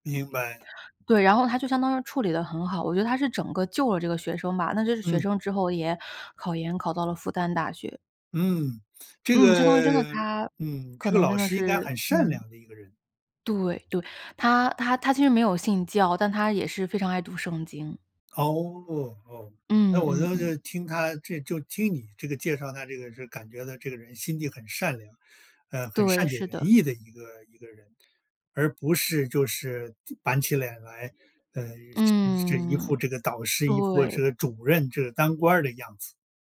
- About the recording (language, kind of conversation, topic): Chinese, podcast, 你受益最深的一次导师指导经历是什么？
- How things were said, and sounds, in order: none